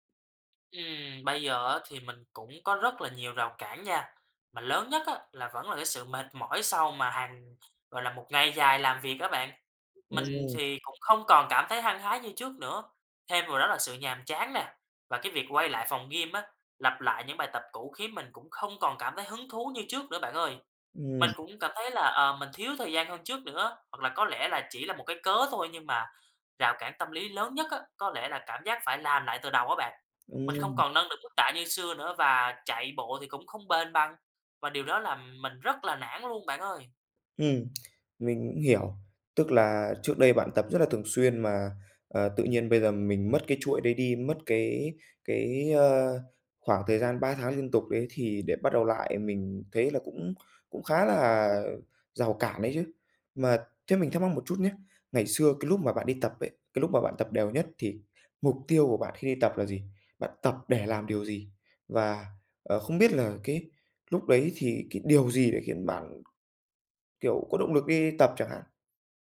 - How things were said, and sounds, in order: other background noise; tapping
- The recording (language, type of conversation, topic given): Vietnamese, advice, Vì sao bạn bị mất động lực tập thể dục đều đặn?